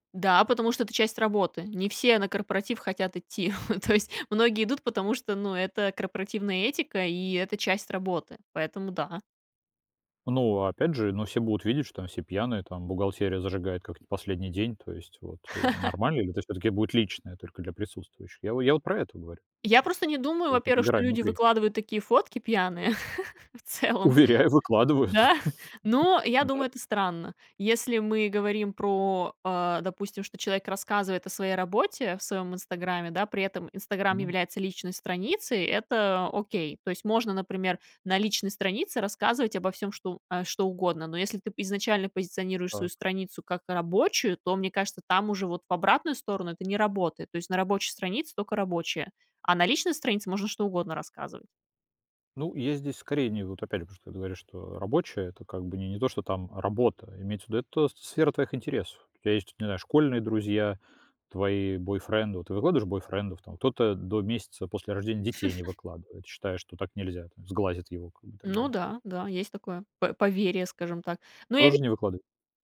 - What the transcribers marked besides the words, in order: chuckle; chuckle; laugh; laughing while speaking: "Уверяю, выкладывают"; laugh; tapping; chuckle
- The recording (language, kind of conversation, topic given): Russian, podcast, Какие границы ты устанавливаешь между личным и публичным?